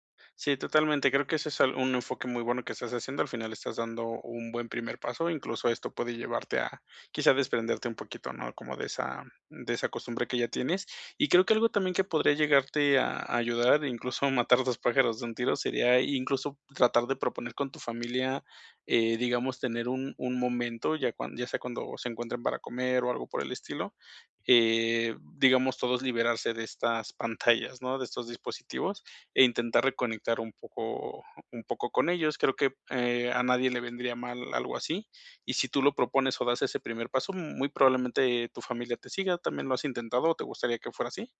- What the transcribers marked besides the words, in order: none
- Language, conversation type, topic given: Spanish, advice, ¿Cómo puedo reducir el uso del teléfono y de las redes sociales para estar más presente?